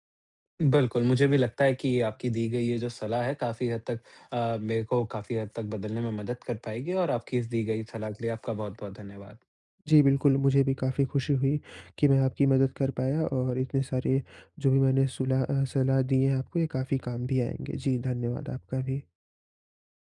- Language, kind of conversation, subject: Hindi, advice, कपड़े और फैशन चुनने में मुझे मुश्किल होती है—मैं कहाँ से शुरू करूँ?
- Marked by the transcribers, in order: other background noise